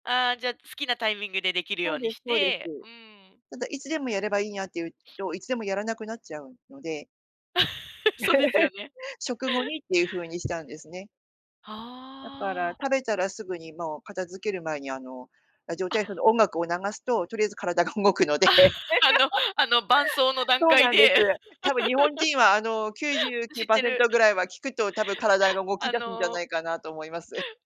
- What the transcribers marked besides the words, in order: other background noise; sniff; laugh; laughing while speaking: "体が動くので"; laugh; laugh; chuckle
- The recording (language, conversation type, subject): Japanese, podcast, 習慣を続けるためのコツはありますか？